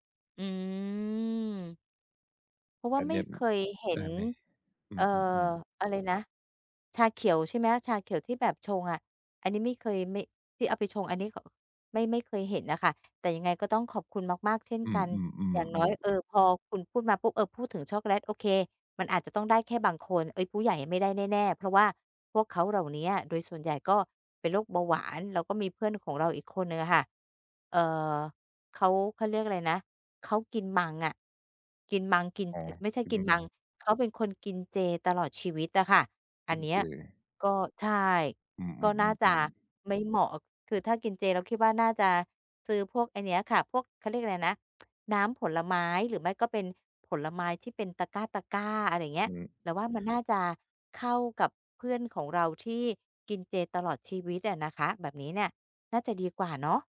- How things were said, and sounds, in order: drawn out: "อืม"; other background noise; tapping
- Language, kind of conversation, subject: Thai, advice, มีวิธีช้อปปิ้งอย่างไรให้ได้ของดีโดยไม่เกินงบ?